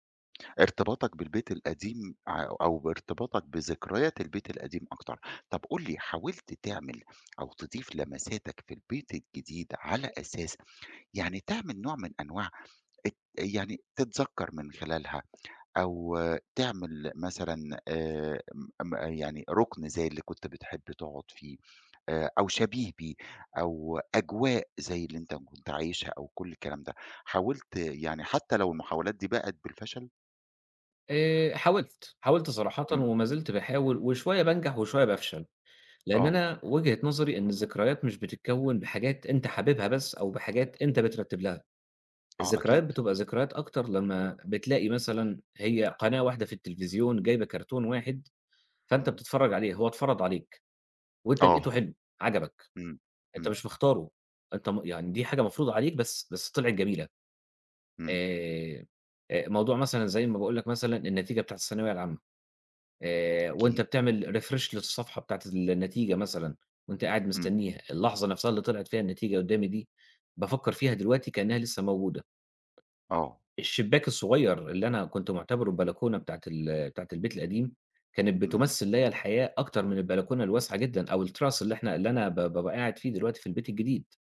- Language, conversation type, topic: Arabic, podcast, ايه العادات الصغيرة اللي بتعملوها وبتخلي البيت دافي؟
- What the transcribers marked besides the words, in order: tapping; in English: "cartoon"; in English: "refresh"; in English: "التراس"